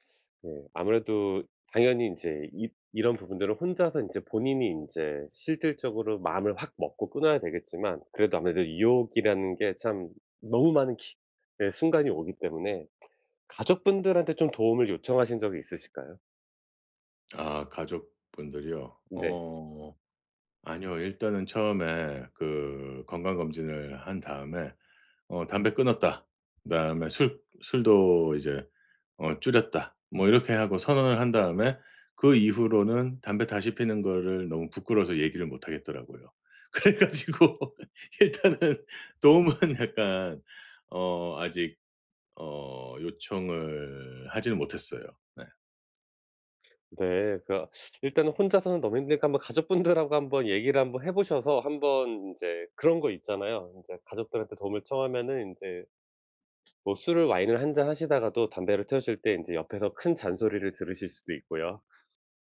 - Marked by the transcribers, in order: laughing while speaking: "그래 가지고 일단은 도움은 약간"; tapping
- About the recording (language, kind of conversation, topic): Korean, advice, 유혹을 느낄 때 어떻게 하면 잘 막을 수 있나요?